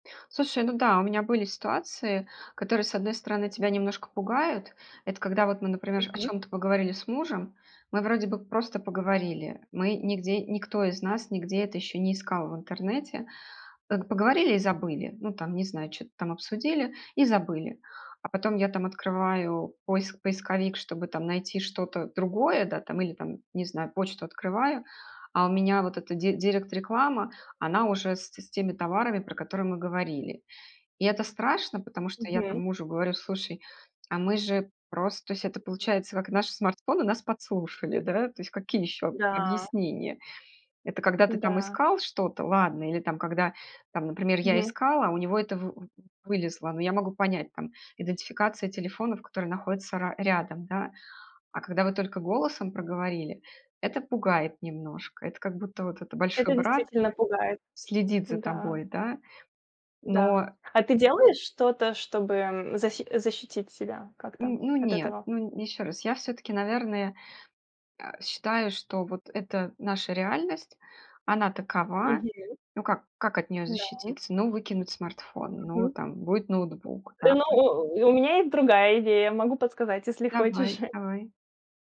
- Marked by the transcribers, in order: other background noise; tapping; background speech; chuckle
- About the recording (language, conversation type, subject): Russian, podcast, Как социальные сети влияют на то, что ты смотришь?